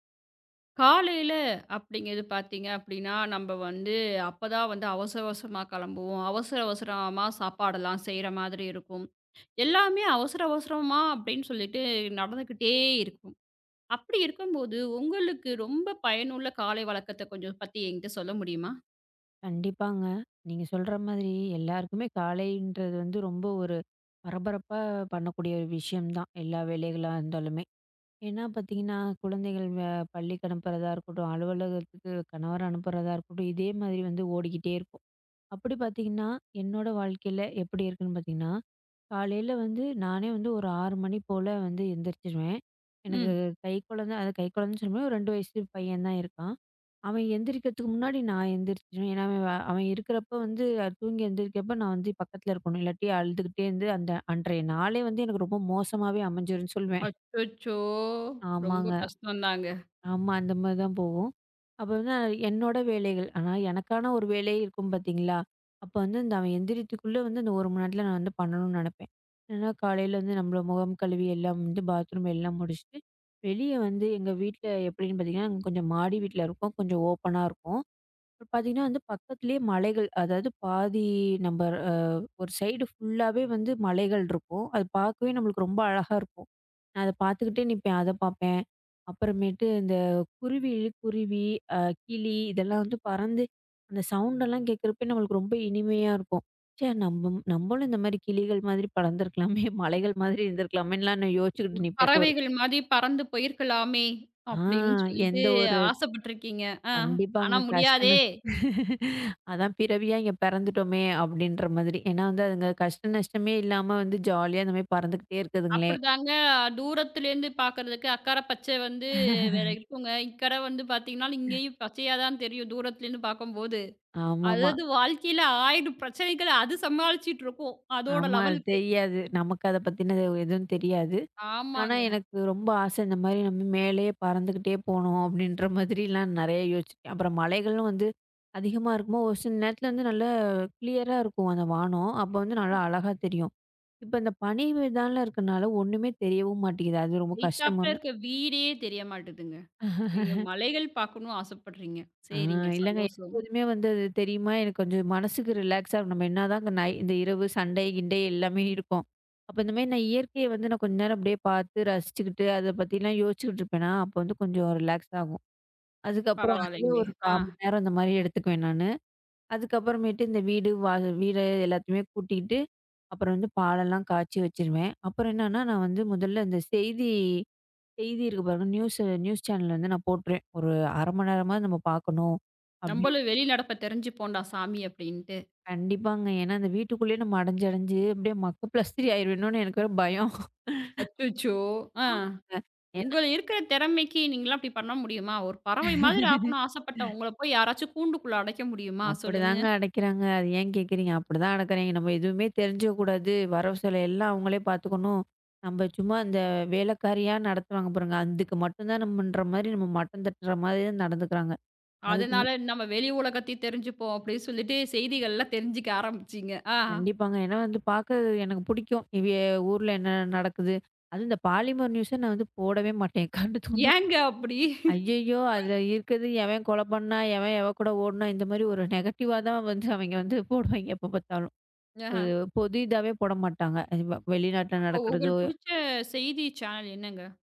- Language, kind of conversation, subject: Tamil, podcast, உங்களுக்கு மிகவும் பயனுள்ளதாக இருக்கும் காலை வழக்கத்தை விவரிக்க முடியுமா?
- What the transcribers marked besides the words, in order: tapping; other noise; in English: "சைடு ஃபுல்லாவே"; laughing while speaking: "நம்மளும் இந்த மாதிரி கிளிகள் மாதிரி பறந்து இருக்கலாமே, மலைகள் மாதிரி இருந்திருக்கலாமேன்னு"; chuckle; chuckle; in English: "லெவல்க்கு"; chuckle; in English: "ரிலாக்ஸ்ஸா"; in English: "ரிலாக்ஸ்"; "உங்களுக்கு" said as "உங்க"; in another language: "நியூஸ் ஆ நியூஸ் சேனல்"; in another language: "பாலிமர் நியூஸ்"; chuckle; in another language: "நெகட்டிவ்"